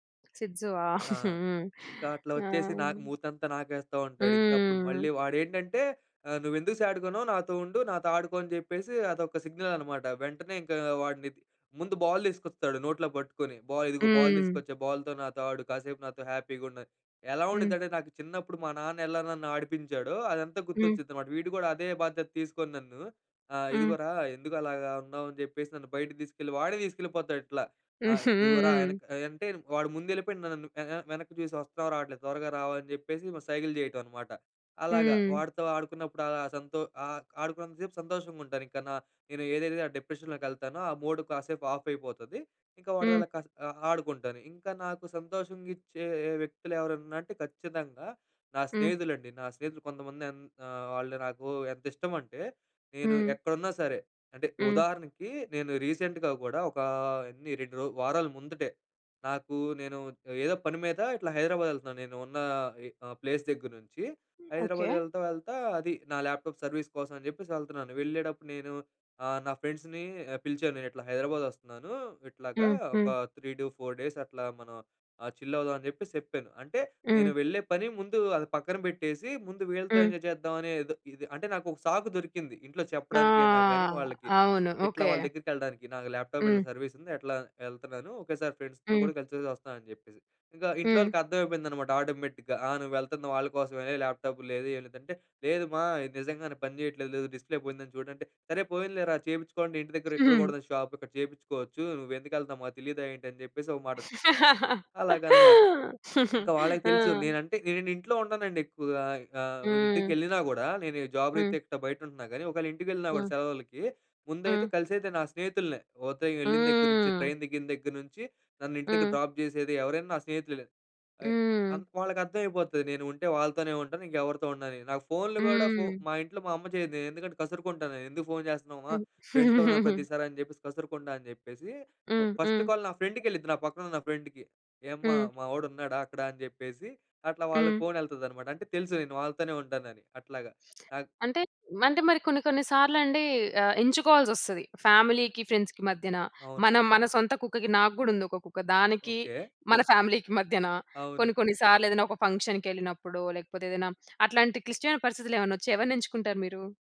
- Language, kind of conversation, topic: Telugu, podcast, మీరు నిజమైన సంతోషాన్ని ఎలా గుర్తిస్తారు?
- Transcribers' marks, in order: other background noise; in English: "సిట్జూ"; laugh; in English: "సాడ్‌గా"; in English: "సిగ్నల్"; in English: "బాల్"; in English: "బాల్"; in English: "బాల్"; in English: "బాల్‍తో"; in English: "హ్యాపీగా"; laugh; in English: "డిప్రెషన్‌లోకి"; in English: "మూడ్"; in English: "ఆఫ్"; in English: "రీసెంట్‌గా"; in English: "ప్లేస్"; in English: "ల్యాప్‌టాప్ సర్వీస్"; in English: "ఫ్రెండ్స్‌ని"; in English: "త్రీ టూ ఫోర్ డేస్"; in English: "చిల్"; in English: "ఎంజాయ్"; in English: "ల్యాప్‌టాప్"; in English: "సర్వీస్"; drawn out: "ఆ!"; in English: "ఫ్రెండ్స్‌తో"; in English: "ఆటోమేటిక్‌గా"; in English: "డిస్ప్లే"; in English: "షాప్"; laugh; in English: "జాబ్"; in English: "ట్రైన్"; drawn out: "హ్మ్"; in English: "డ్రాప్"; in English: "ఫ్రెండ్స్‌తో"; laugh; in English: "ఫస్ట్ కాల్"; in English: "ఫ్రెండ్‌కి"; in English: "ఫ్రెండ్‌కి"; in English: "ఫ్యామిలీకి, ఫ్రెండ్స్‌కి"; in English: "ఫ్యామిలీకి"